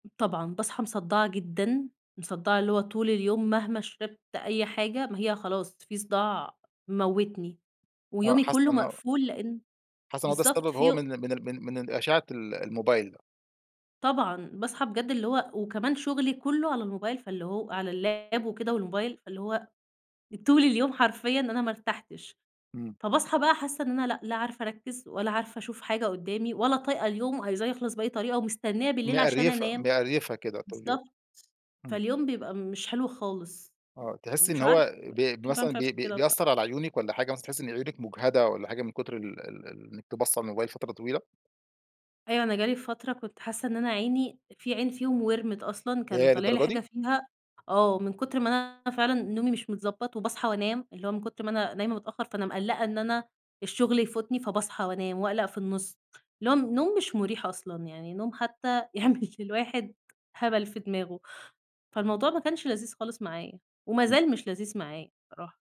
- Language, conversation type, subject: Arabic, podcast, شو تأثير الشاشات قبل النوم وإزاي نقلّل استخدامها؟
- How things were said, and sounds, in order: stressed: "جدًا"; other background noise; laughing while speaking: "يعمل للواحد"